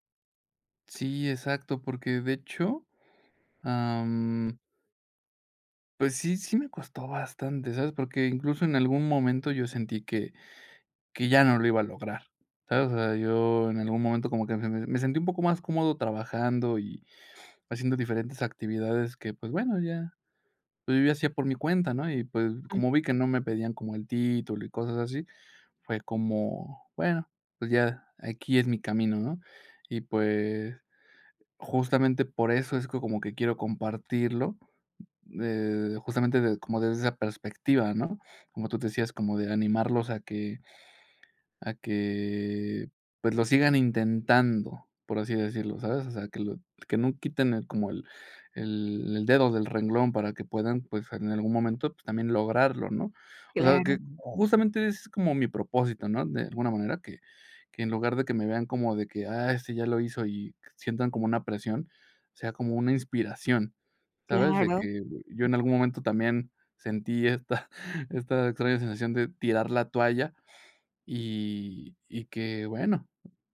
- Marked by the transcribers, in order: other noise; drawn out: "que"; laughing while speaking: "esta"
- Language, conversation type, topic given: Spanish, advice, ¿Cómo puedo compartir mis logros sin parecer que presumo?